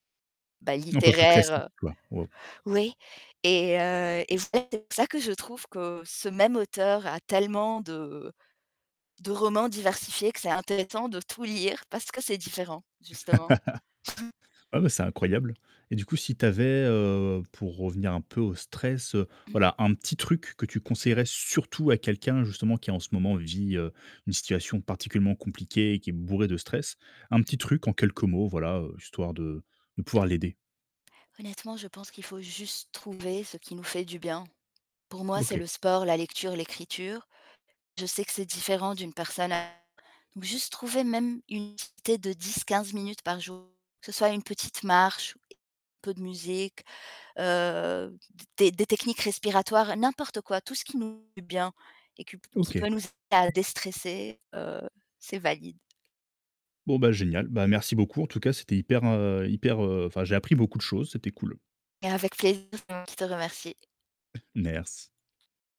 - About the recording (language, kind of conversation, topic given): French, podcast, Comment gères-tu ton stress au quotidien ?
- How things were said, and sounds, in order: other background noise; static; unintelligible speech; distorted speech; laugh; unintelligible speech; throat clearing; stressed: "surtout"; "particulièrement" said as "particulement"; unintelligible speech; unintelligible speech; tapping; other noise; chuckle